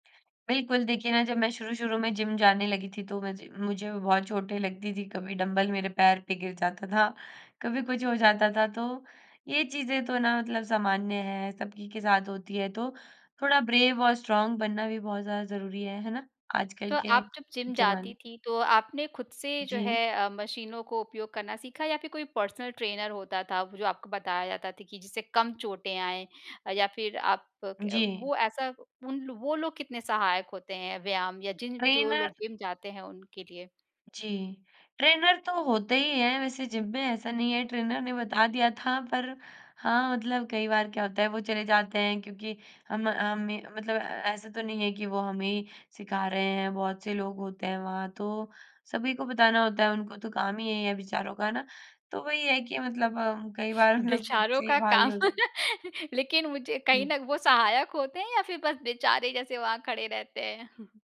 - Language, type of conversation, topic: Hindi, podcast, व्यायाम को अपनी दिनचर्या में कैसे शामिल करें?
- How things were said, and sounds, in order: in English: "ब्रेव"; in English: "स्ट्रॉन्ग"; in English: "पर्सनल ट्रेनर"; "व्यायाम" said as "व्याम"; in English: "ट्रेनर"; in English: "ट्रेनर"; in English: "ट्रेनर"; laughing while speaking: "बेचारों का काम"; laugh; chuckle